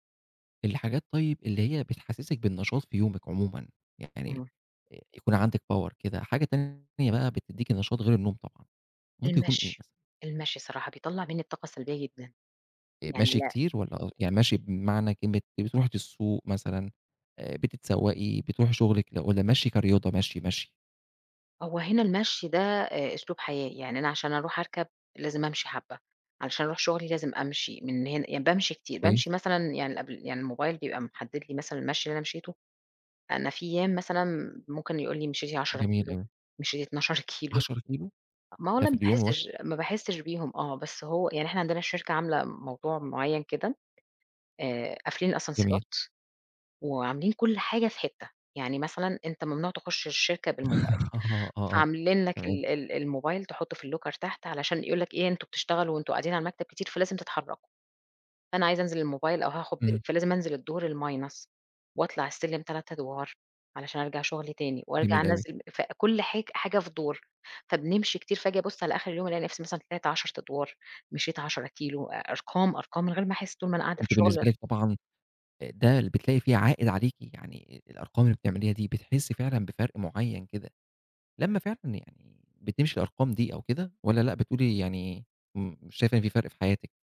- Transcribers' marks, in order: in English: "power"; laugh; in English: "الlocker"; in English: "break"; in English: "الminus"
- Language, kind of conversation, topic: Arabic, podcast, إزاي بتنظّم نومك عشان تحس بنشاط؟